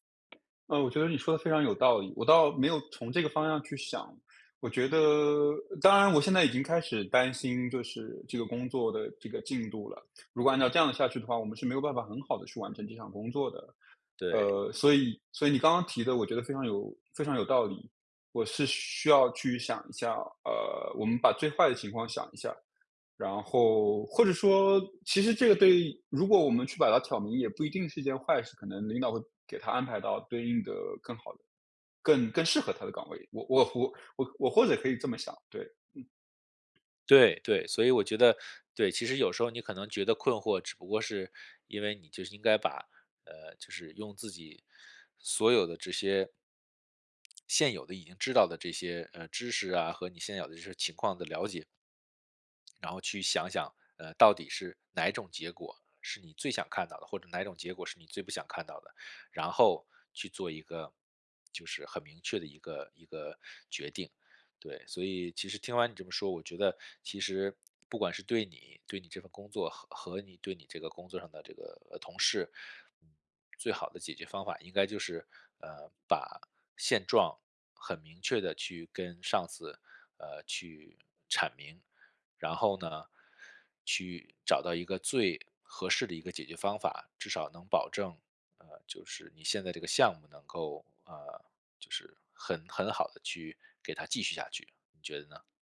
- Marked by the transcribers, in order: tapping
- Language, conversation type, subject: Chinese, advice, 如何在不伤害同事感受的情况下给出反馈？